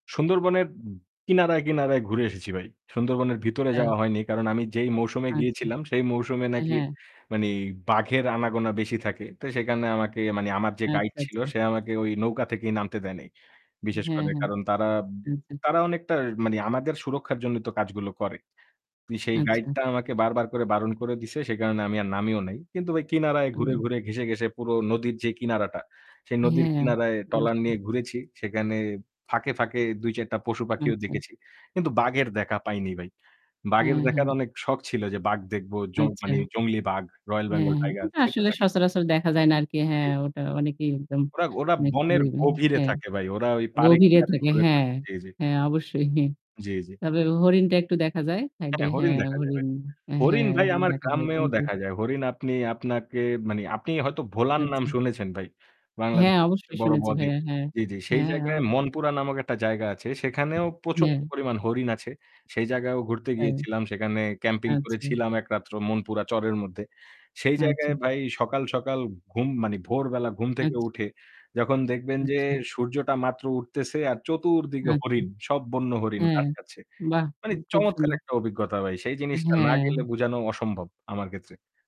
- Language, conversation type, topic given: Bengali, unstructured, ভ্রমণের জন্য আপনি সবচেয়ে বেশি কোন ধরনের জায়গা পছন্দ করেন?
- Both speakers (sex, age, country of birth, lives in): female, 30-34, Bangladesh, Bangladesh; male, 25-29, Bangladesh, Bangladesh
- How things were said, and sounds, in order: static; "আচ্ছা" said as "আচ্চা"; "মানে" said as "মানি"; "সেখানে" said as "সেকানে"; "আচ্ছা, আচ্ছা" said as "আচ্চা আচ্চা"; "আচ্ছা" said as "আচ্চাচা"; tapping; "ভাই" said as "বাই"; "ট্রলার" said as "টলার"; "আচ্ছা" said as "আচ্চা"; distorted speech; chuckle; "গ্রামেও" said as "কামেও"; "আচ্ছা" said as "আচ্চা"; "শুনেছি" said as "সুনেচি"; other background noise; unintelligible speech; "আচ্ছা" said as "আচ্চা"; "আচ্ছা" said as "আচ্চা"; "আচ্ছা" said as "আচ্চা"; "ক্ষেত্রে" said as "কেত্রে"